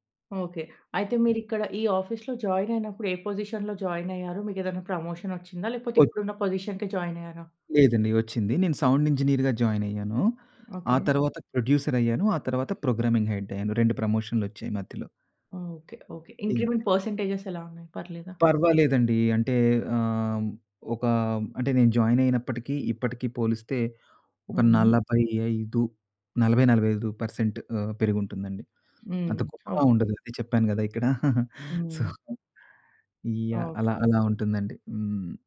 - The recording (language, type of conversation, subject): Telugu, podcast, రిమోట్ వర్క్‌కు మీరు ఎలా అలవాటుపడ్డారు, దానికి మీ సూచనలు ఏమిటి?
- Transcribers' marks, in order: in English: "ఆఫీస్‌లో జాయిన్"; in English: "పొజిషన్‌లో జాయిన్"; in English: "ప్రమోషన్"; in English: "సౌండ్ ఇంజినీర్‌గా జాయిన్"; in English: "ప్రొడ్యూసర్"; in English: "ప్రోగ్రామింగ్ హెడ్"; in English: "ఇంక్రిమెంట్ పర్సెంటేజ‌స్"; in English: "జాయిన్"; chuckle; in English: "సో"